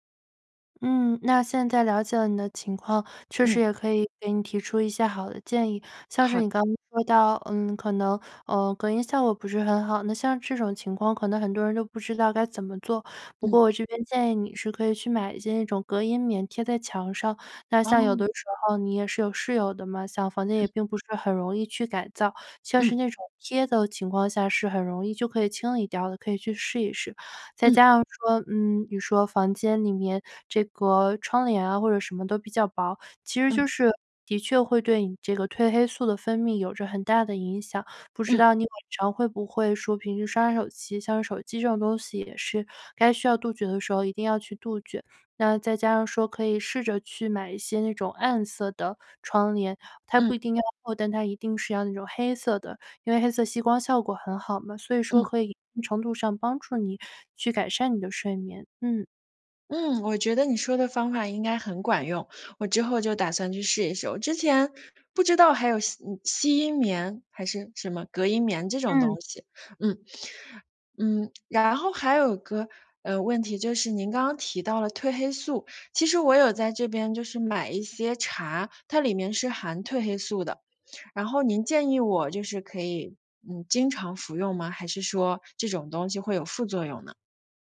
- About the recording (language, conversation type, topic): Chinese, advice, 你能描述一下最近持续出现、却说不清原因的焦虑感吗？
- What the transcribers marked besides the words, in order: none